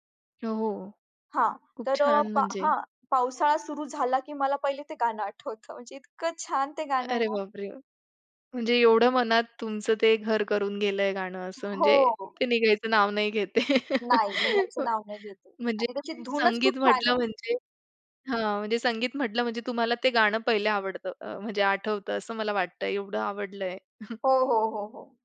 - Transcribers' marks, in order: laughing while speaking: "आठवतं"; other background noise; chuckle; chuckle
- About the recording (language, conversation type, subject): Marathi, podcast, चित्रपटातील गाणी तुमच्या संगीताच्या आवडीवर परिणाम करतात का?
- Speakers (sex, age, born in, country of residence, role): female, 20-24, India, India, guest; female, 25-29, India, India, host